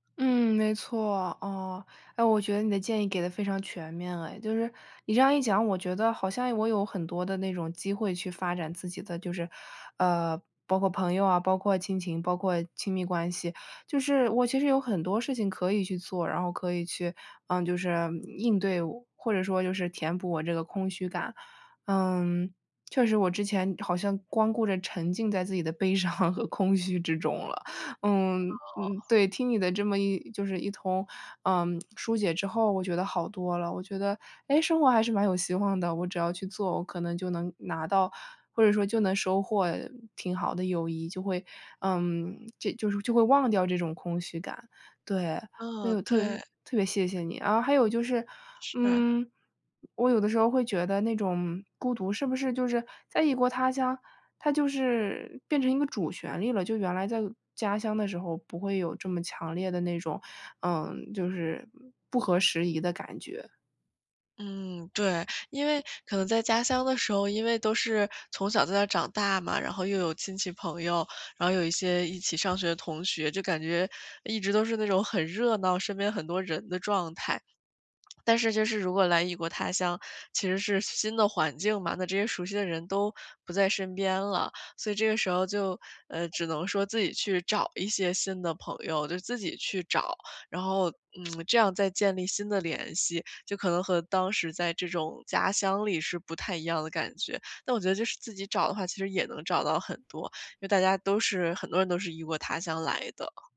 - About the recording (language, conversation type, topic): Chinese, advice, 我该如何应对悲伤和内心的空虚感？
- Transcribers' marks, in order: laughing while speaking: "悲伤和空虚之中了"